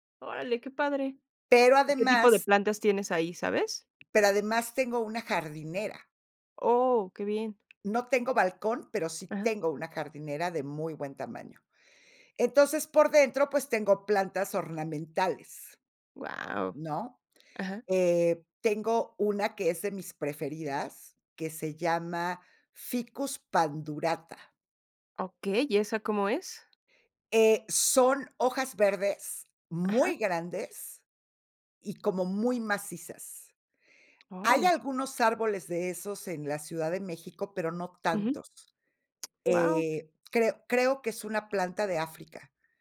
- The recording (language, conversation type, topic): Spanish, podcast, ¿Qué papel juega la naturaleza en tu salud mental o tu estado de ánimo?
- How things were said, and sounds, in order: none